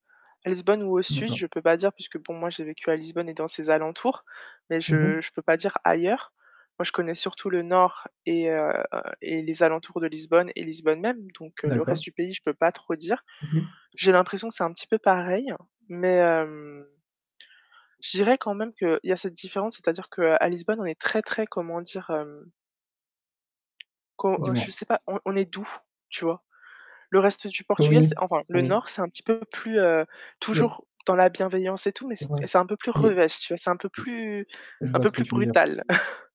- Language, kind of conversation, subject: French, unstructured, Quelle est la meilleure surprise que tu aies eue en voyage ?
- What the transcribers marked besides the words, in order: static; distorted speech; tapping; other background noise; chuckle